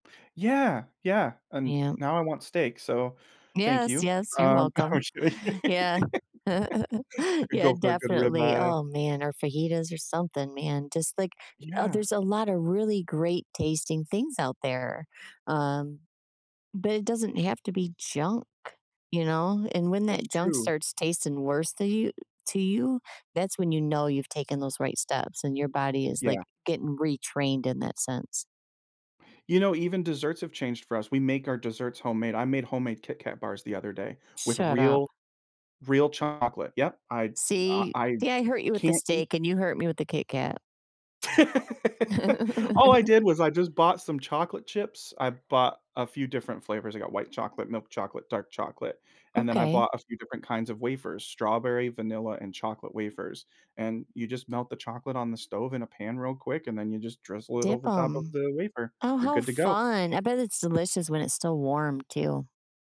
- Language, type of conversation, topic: English, advice, How can I celebrate and build on my confidence after overcoming a personal challenge?
- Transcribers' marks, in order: cough; laughing while speaking: "I wish I"; door; chuckle; tapping; chuckle